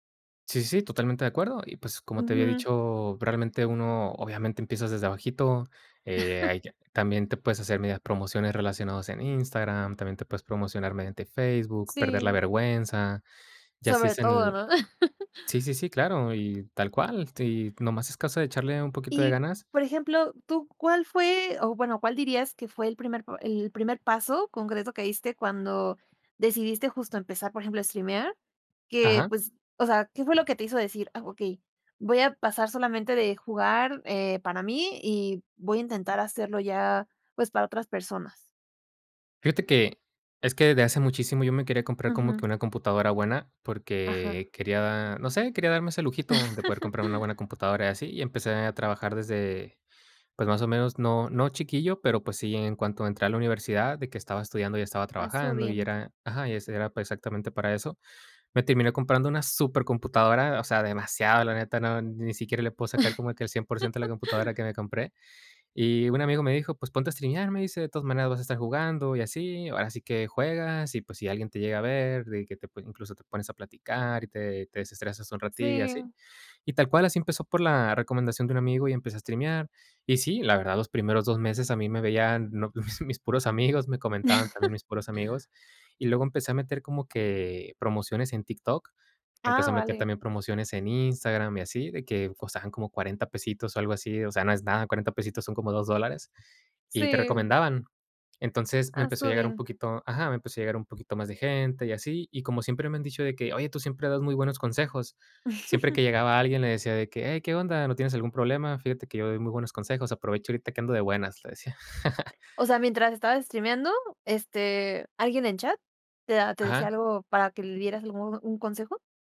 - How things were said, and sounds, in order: chuckle; laugh; chuckle; laugh; chuckle; unintelligible speech; chuckle; laugh
- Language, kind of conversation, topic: Spanish, podcast, ¿Qué consejo le darías a alguien que quiere tomarse en serio su pasatiempo?